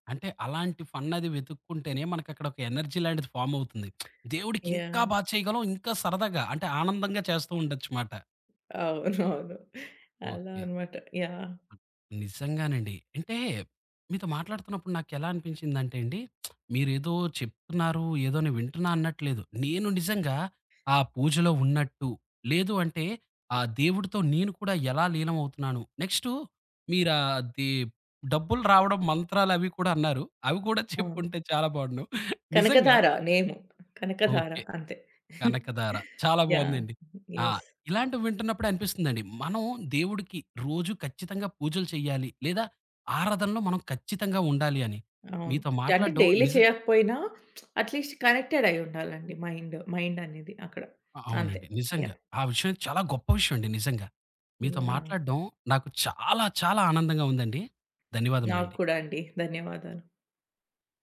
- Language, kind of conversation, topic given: Telugu, podcast, మీ ఇంట్లో పూజ లేదా ఆరాధనను సాధారణంగా ఎలా నిర్వహిస్తారు?
- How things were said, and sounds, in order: in English: "ఫన్"; other background noise; in English: "ఎనర్జీ"; in English: "ఫార్మ్"; tapping; lip smack; chuckle; lip smack; chuckle; in English: "నేమ్"; chuckle; in English: "యెస్"; in English: "డైలీ"; lip smack; in English: "అట్లీస్ట్ కనెక్టెడ్"; in English: "మైండ్. మైండ్"